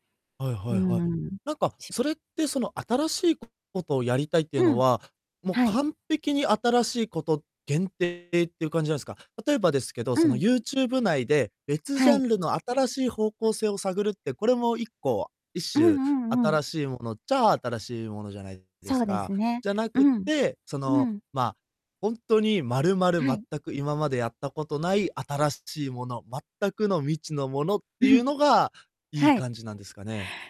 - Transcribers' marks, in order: distorted speech
- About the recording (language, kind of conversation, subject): Japanese, advice, 小さな失敗ですぐ諦めてしまうのですが、どうすれば続けられますか？